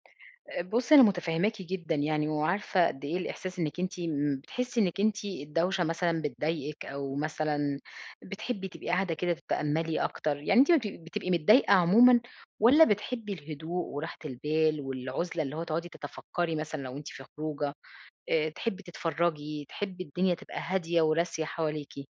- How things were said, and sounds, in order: other background noise
- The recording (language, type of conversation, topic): Arabic, advice, إزاي أتعامل مع إحساس العزلة في الإجازات والمناسبات؟